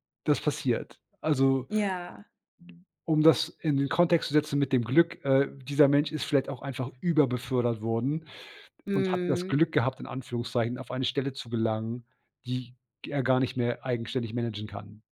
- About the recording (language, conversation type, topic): German, podcast, Glaubst du, dass Glück zum Erfolg dazugehört?
- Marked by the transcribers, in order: other background noise